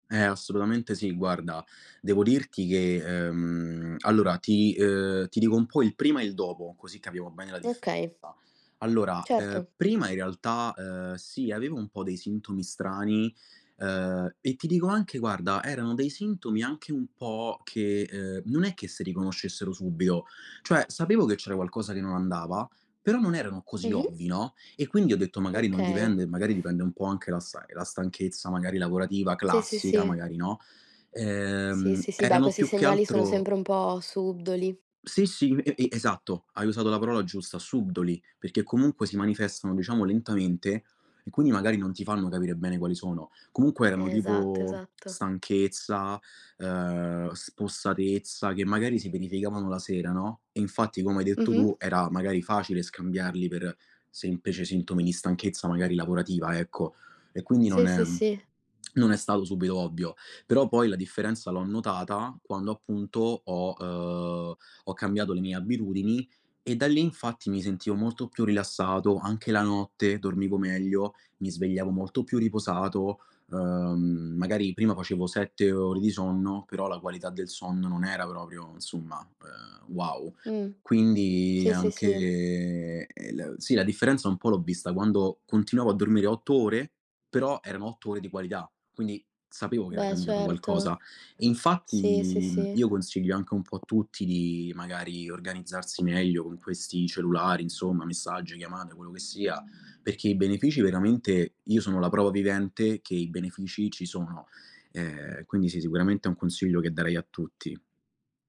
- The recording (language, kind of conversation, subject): Italian, podcast, Quali limiti ti dai per messaggi e chiamate?
- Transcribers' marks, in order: tapping; other background noise; background speech; other noise; tongue click; drawn out: "Quindi anche"; drawn out: "Infatti"